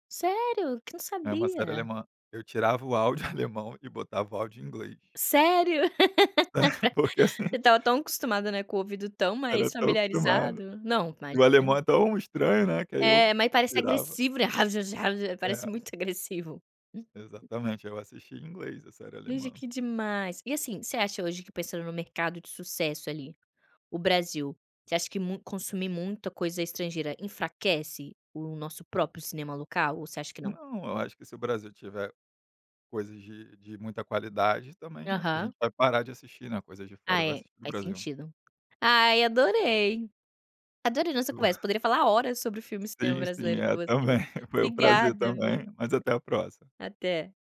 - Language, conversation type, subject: Portuguese, podcast, Como você explica o sucesso de séries estrangeiras no Brasil?
- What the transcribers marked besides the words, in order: laugh; unintelligible speech; other noise; chuckle